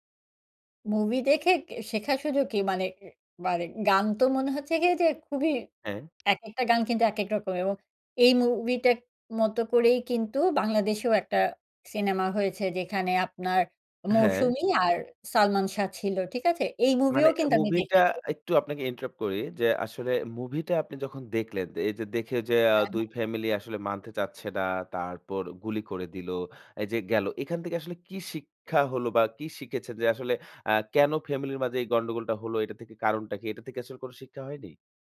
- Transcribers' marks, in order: in English: "interrupt"
- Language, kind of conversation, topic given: Bengali, podcast, বল তো, কোন সিনেমা তোমাকে সবচেয়ে গভীরভাবে ছুঁয়েছে?